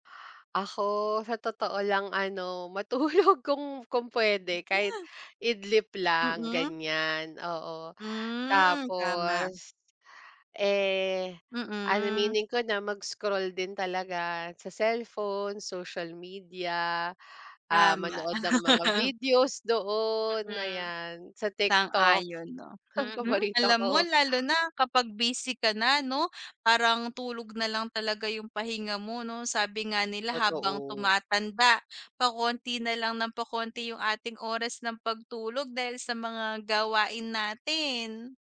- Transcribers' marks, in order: unintelligible speech; laugh; laughing while speaking: "ang"
- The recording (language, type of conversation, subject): Filipino, unstructured, Ano ang paborito mong gawin kapag may libreng oras ka?